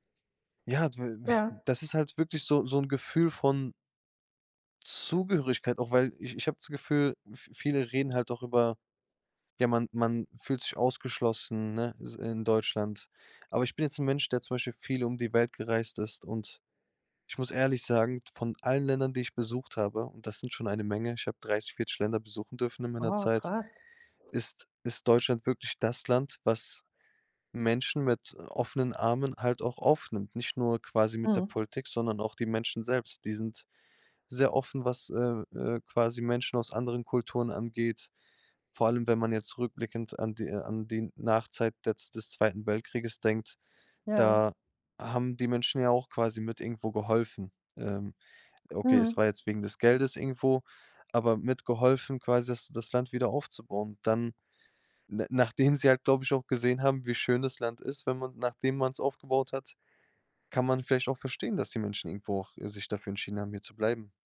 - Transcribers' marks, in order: surprised: "Wow, krass"
- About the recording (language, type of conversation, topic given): German, podcast, Wie nimmst du kulturelle Einflüsse in moderner Musik wahr?
- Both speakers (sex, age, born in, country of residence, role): female, 40-44, Germany, Cyprus, host; male, 25-29, Germany, Germany, guest